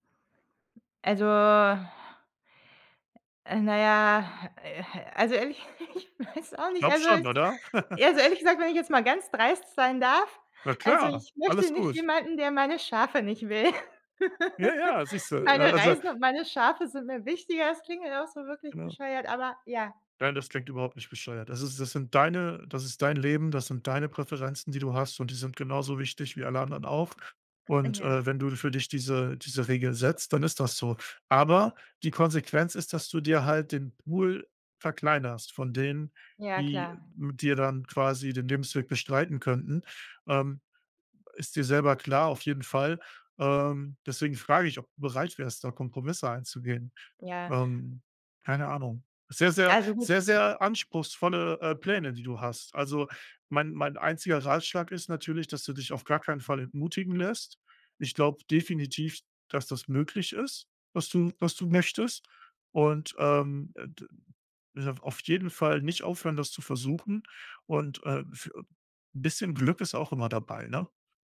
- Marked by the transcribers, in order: other background noise; drawn out: "Also"; laughing while speaking: "ehrlich"; giggle; laugh; laugh; tapping
- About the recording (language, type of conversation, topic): German, advice, Wie erlebst du den gesellschaftlichen Druck, rechtzeitig zu heiraten oder Kinder zu bekommen?